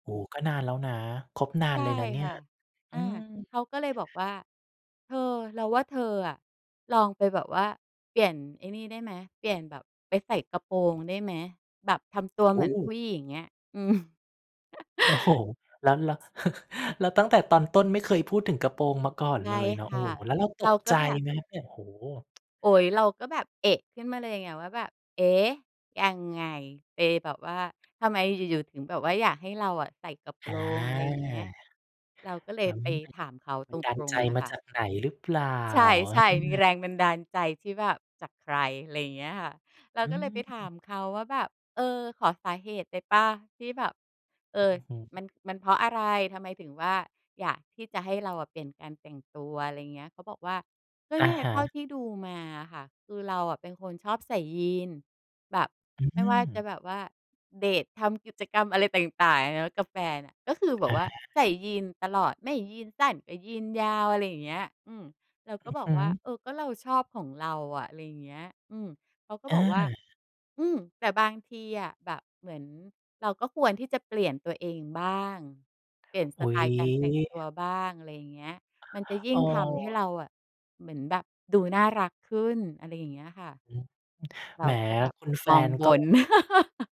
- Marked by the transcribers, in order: laughing while speaking: "อืม"; laughing while speaking: "โอ้โฮ !"; chuckle; tapping; other noise; other background noise; chuckle
- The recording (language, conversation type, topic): Thai, podcast, คุณเคยเปลี่ยนสไตล์ของตัวเองเพราะใครหรือเพราะอะไรบ้างไหม?